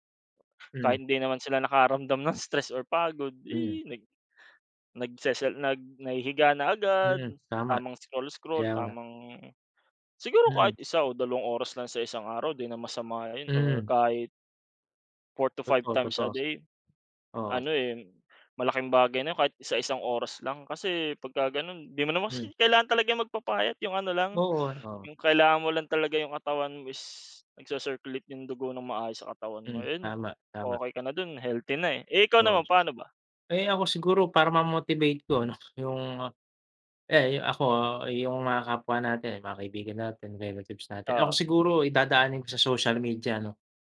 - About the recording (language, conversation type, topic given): Filipino, unstructured, Bakit sa tingin mo maraming tao ang tinatamad mag-ehersisyo?
- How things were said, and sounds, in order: tapping; other background noise; "dadaanin" said as "idadaanin"